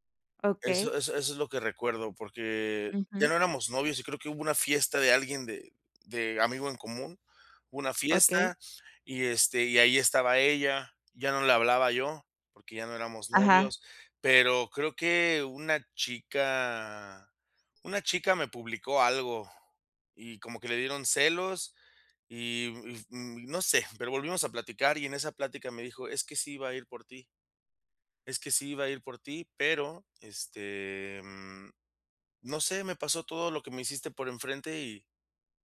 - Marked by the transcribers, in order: none
- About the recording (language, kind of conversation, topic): Spanish, advice, ¿Cómo puedo pedir disculpas de forma sincera y asumir la responsabilidad?